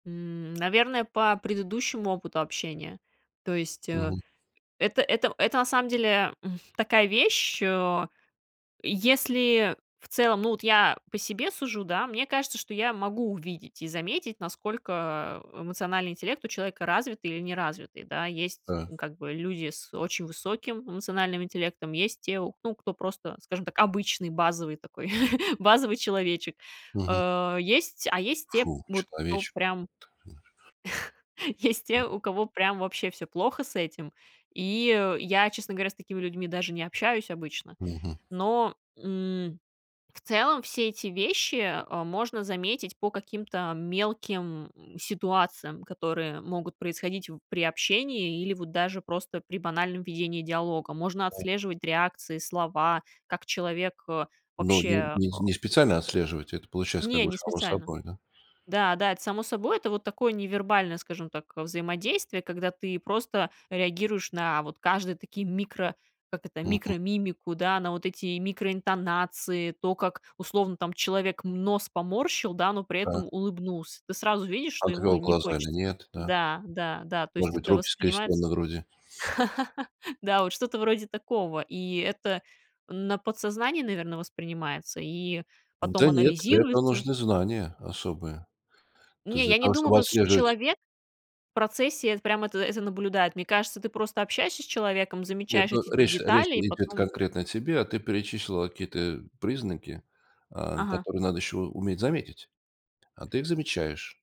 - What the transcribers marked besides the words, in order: tapping; chuckle; other background noise; chuckle; laugh
- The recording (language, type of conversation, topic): Russian, podcast, Как отличить настоящую поддержку от пустых слов?